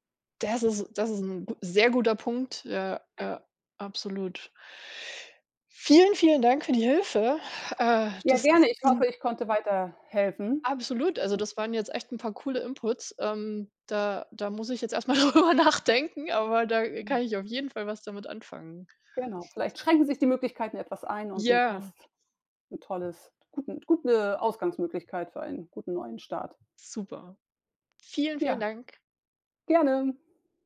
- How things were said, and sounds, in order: other background noise; unintelligible speech; in English: "inputs"; laughing while speaking: "drüber"; joyful: "gerne"
- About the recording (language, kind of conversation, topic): German, advice, Wie kann ich meine Kreativität wieder fokussieren, wenn mich unbegrenzte Möglichkeiten überwältigen?
- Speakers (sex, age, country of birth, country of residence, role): female, 40-44, Germany, United States, user; female, 45-49, Germany, Sweden, advisor